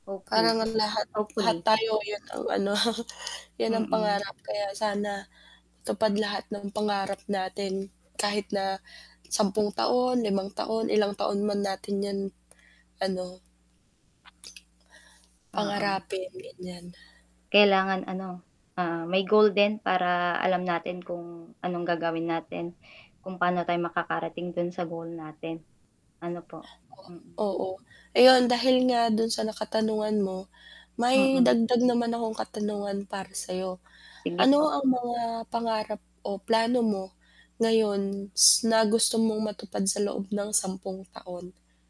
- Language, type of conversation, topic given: Filipino, unstructured, Paano mo nakikita ang sarili mo pagkalipas ng sampung taon?
- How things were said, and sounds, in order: static; mechanical hum; tapping; distorted speech; chuckle